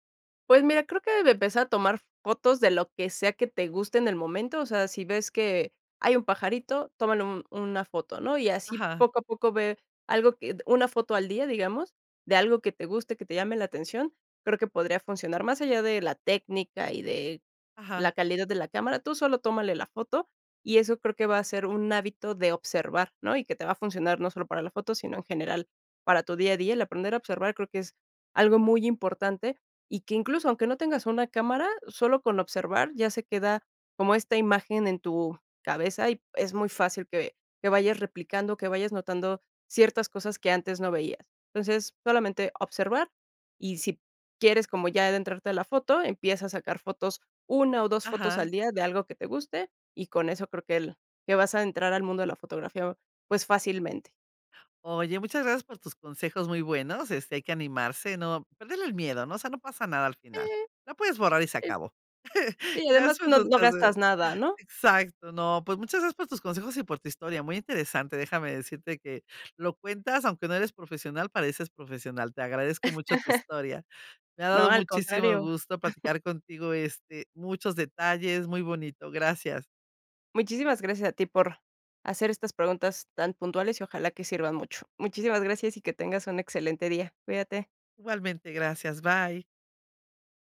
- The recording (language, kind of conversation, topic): Spanish, podcast, ¿Cómo te animarías a aprender fotografía con tu celular?
- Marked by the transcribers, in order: chuckle; chuckle; chuckle